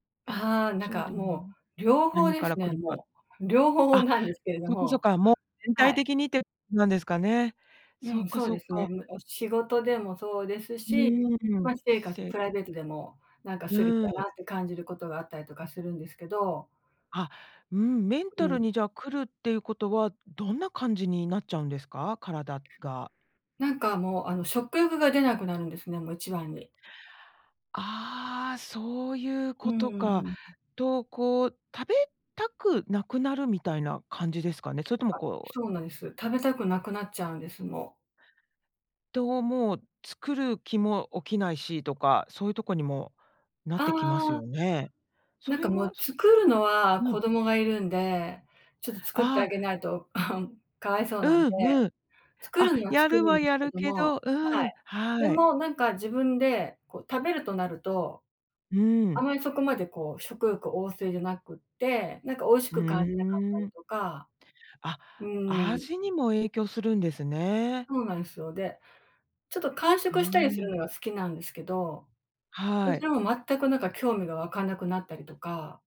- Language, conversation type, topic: Japanese, podcast, ストレスは体にどのように現れますか？
- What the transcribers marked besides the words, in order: chuckle